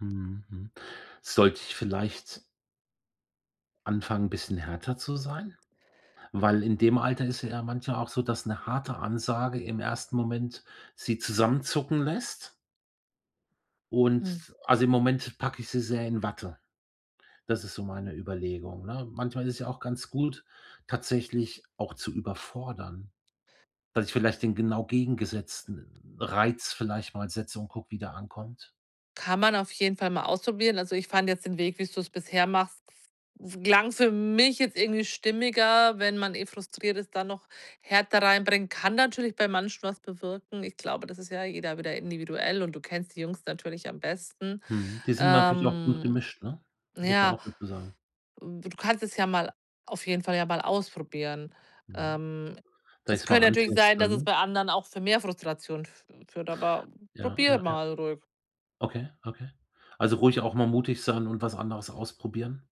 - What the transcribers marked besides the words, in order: other noise
- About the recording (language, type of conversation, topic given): German, advice, Wie kann ich Überforderung vermeiden, indem ich mir kleine Ziele setze?